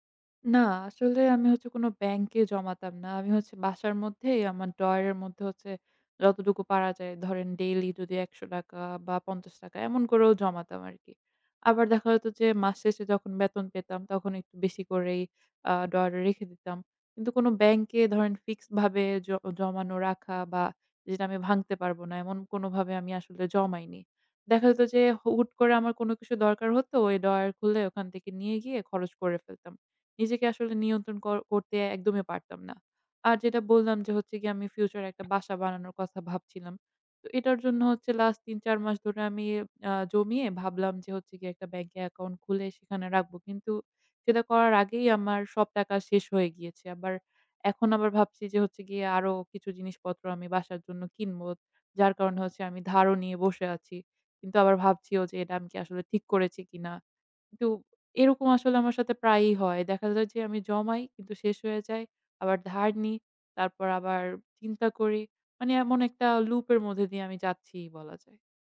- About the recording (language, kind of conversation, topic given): Bengali, advice, হঠাৎ জরুরি খরচে সঞ্চয় একবারেই শেষ হয়ে গেল
- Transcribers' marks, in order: tapping